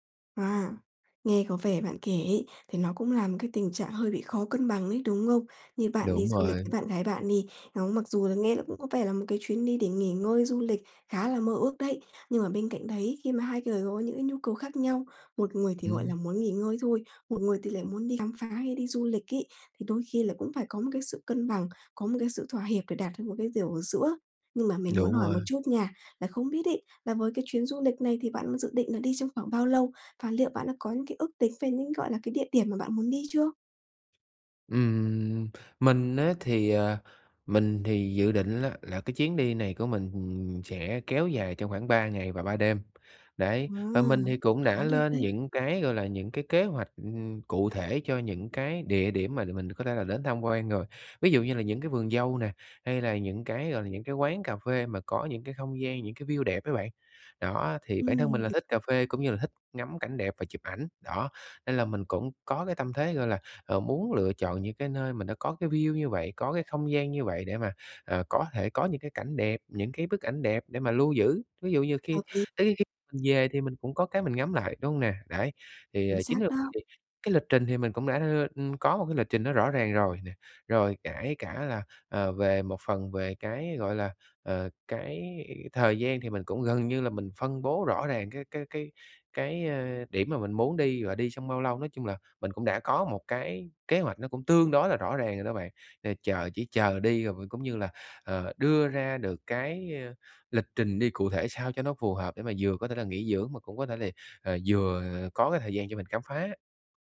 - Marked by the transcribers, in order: tapping; in English: "view"; in English: "view"
- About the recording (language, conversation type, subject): Vietnamese, advice, Làm sao để cân bằng giữa nghỉ ngơi và khám phá khi đi du lịch?